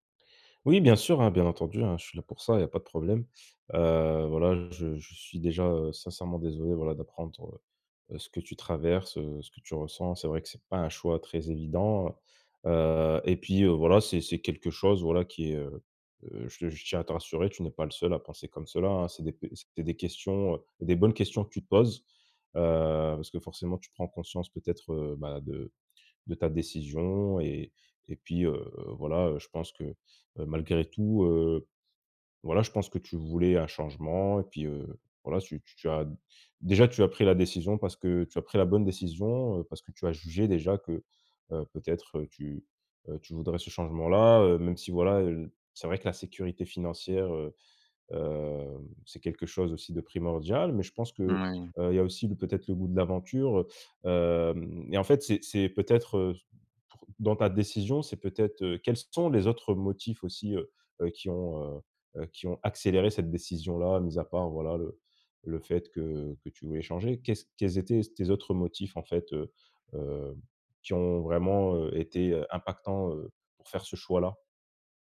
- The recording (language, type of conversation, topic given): French, advice, Comment puis-je m'engager pleinement malgré l'hésitation après avoir pris une grande décision ?
- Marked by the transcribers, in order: other background noise; stressed: "accéléré"